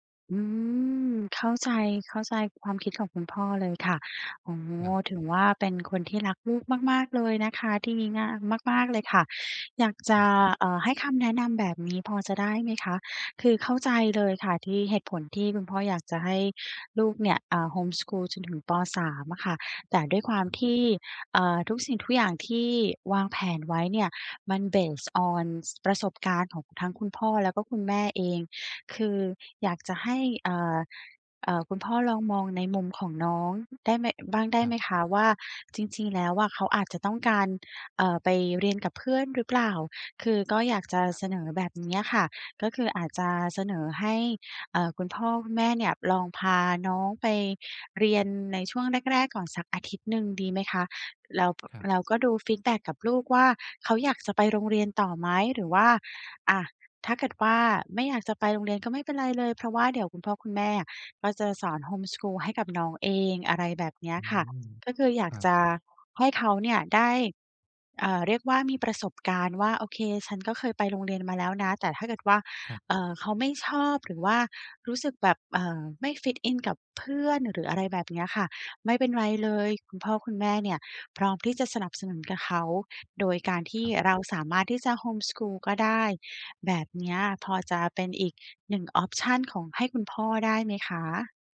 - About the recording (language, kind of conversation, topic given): Thai, advice, ฉันจะตัดสินใจเรื่องสำคัญของตัวเองอย่างไรโดยไม่ปล่อยให้แรงกดดันจากสังคมมาชี้นำ?
- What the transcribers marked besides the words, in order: in English: "base on"; in English: "fit in"; other background noise